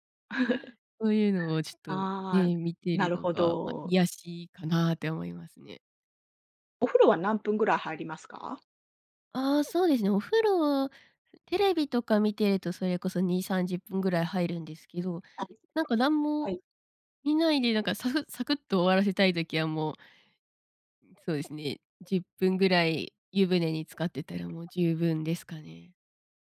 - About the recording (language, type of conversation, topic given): Japanese, podcast, お風呂でリラックスする方法は何ですか？
- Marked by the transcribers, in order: chuckle; tapping; other background noise; unintelligible speech